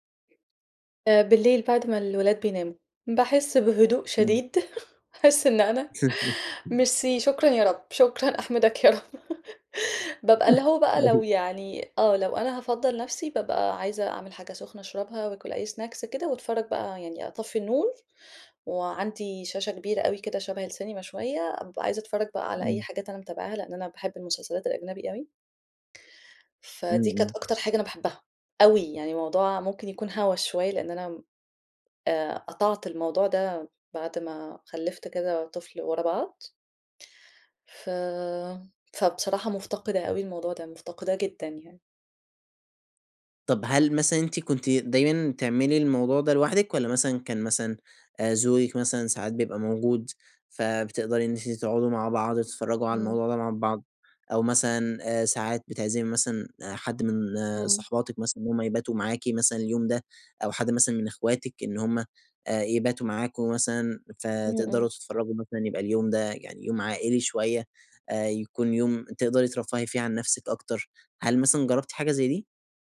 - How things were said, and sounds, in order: other background noise; laugh; laughing while speaking: "أحس إن أنا"; chuckle; laughing while speaking: "أحمِدَك يا رب"; laugh; chuckle; laughing while speaking: "أيوه"; in English: "Snacks"; stressed: "أوي"
- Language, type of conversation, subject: Arabic, advice, إزاي أقدر ألاقي وقت للراحة والهوايات؟